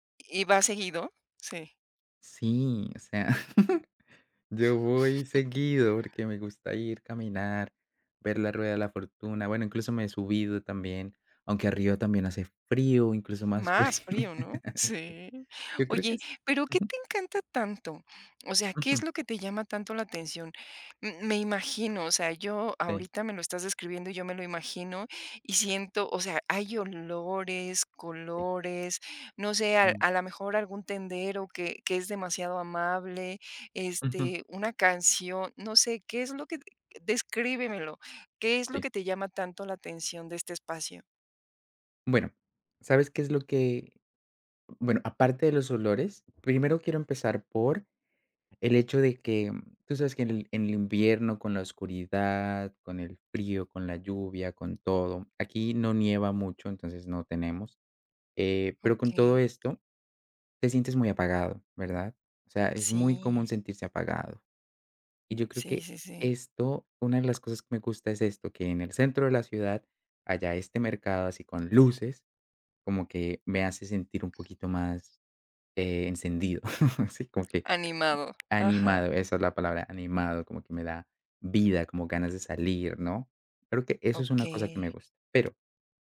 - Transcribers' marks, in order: other background noise; chuckle; laugh; chuckle; other noise; tapping
- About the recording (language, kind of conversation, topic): Spanish, podcast, ¿Cuál es un mercado local que te encantó y qué lo hacía especial?
- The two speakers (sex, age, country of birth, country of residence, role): female, 45-49, Mexico, Mexico, host; male, 30-34, Colombia, Netherlands, guest